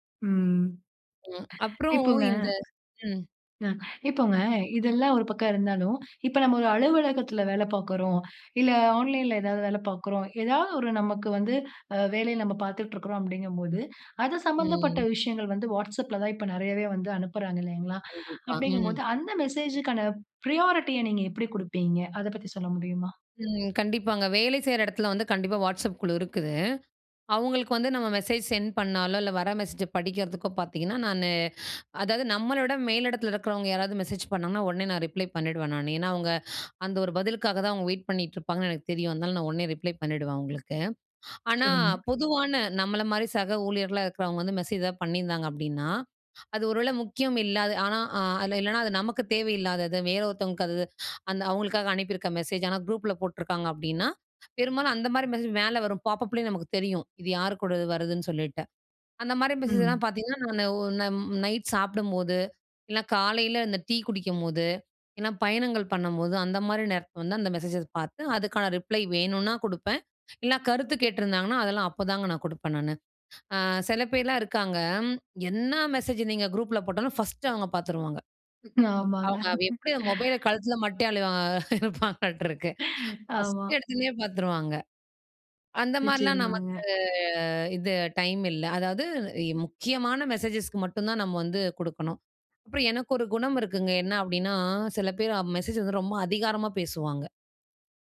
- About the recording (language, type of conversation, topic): Tamil, podcast, மொபைலில் வரும் செய்திகளுக்கு பதில் அளிக்க வேண்டிய நேரத்தை நீங்கள் எப்படித் தீர்மானிக்கிறீர்கள்?
- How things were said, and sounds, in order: other noise; in English: "ப்ரையாரிட்டிய"; in English: "சென்ட்"; in English: "ரிப்ளை"; in English: "குரூப்ல"; in English: "ரிப்ளை"; laughing while speaking: "ஆமாங்க"; in English: "குரூப்ல"; laughing while speaking: "ஆமா"; laughing while speaking: "இருப்பாங்களாட்ருக்கு"; drawn out: "நமக்கு"; in English: "மெசேஜஸ்க்கு"